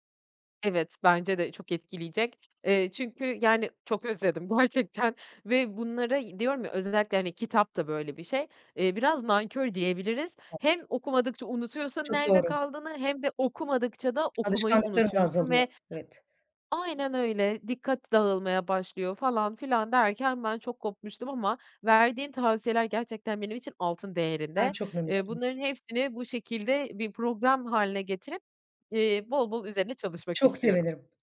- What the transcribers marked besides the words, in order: unintelligible speech; other background noise
- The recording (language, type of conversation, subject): Turkish, advice, Sınırlı boş vaktimde hobilerime nasıl daha sık zaman ayırabilirim?
- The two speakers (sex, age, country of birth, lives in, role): female, 40-44, Turkey, Germany, advisor; female, 40-44, Turkey, Netherlands, user